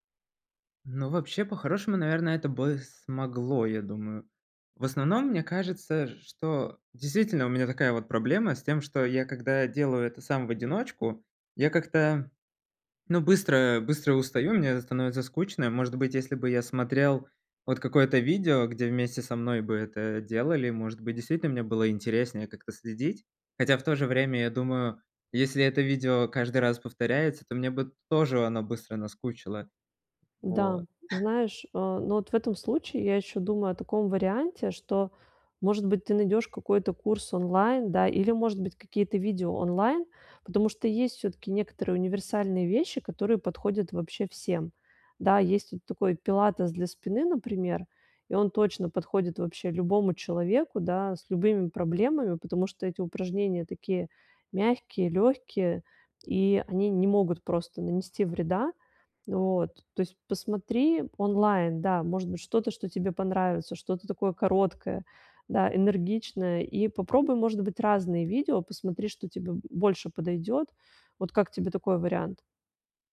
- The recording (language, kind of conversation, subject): Russian, advice, Как выработать долгосрочную привычку регулярно заниматься физическими упражнениями?
- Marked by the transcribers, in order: chuckle